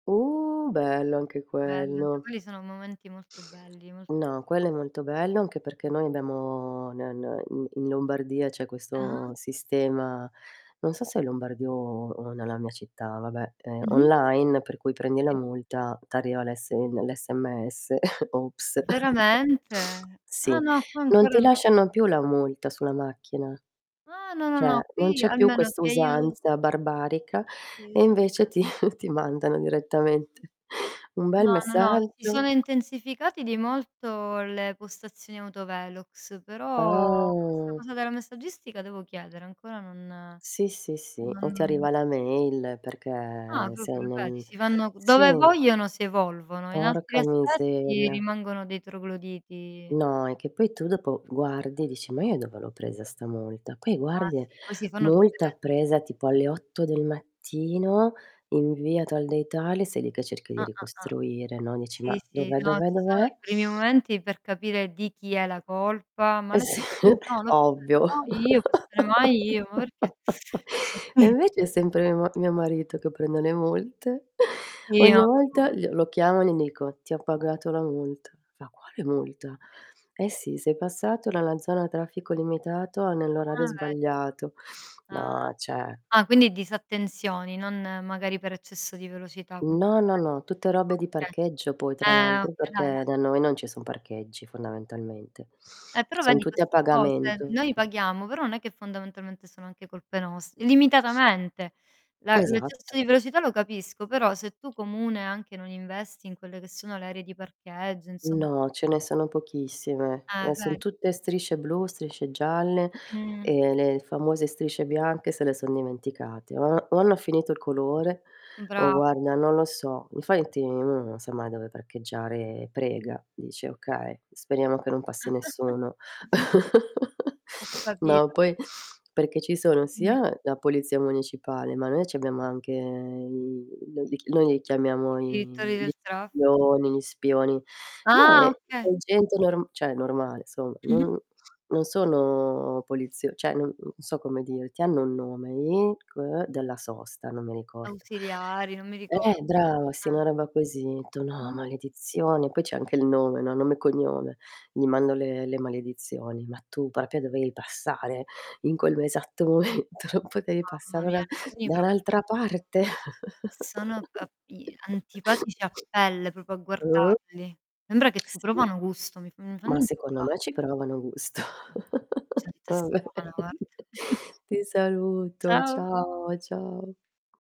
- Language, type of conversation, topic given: Italian, unstructured, Come pianifichi i tuoi risparmi per raggiungere obiettivi a breve termine?
- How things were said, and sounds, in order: drawn out: "Uh"; distorted speech; static; "Sì" said as "ì"; chuckle; tapping; "Cioè" said as "ceh"; chuckle; drawn out: "Ah"; other background noise; laughing while speaking: "Eh s"; laugh; teeth sucking; other noise; drawn out: "Ah"; "cioè" said as "ceh"; unintelligible speech; "Infatti" said as "infaiti"; chuckle; laugh; sniff; "cioè" said as "ceh"; "cioè" said as "ceh"; put-on voice: "Ma tu proprio dovevi passare … da un'altra parte?"; laughing while speaking: "momento?"; unintelligible speech; "proprio" said as "propo"; laugh; laughing while speaking: "gusto. Va bene"; chuckle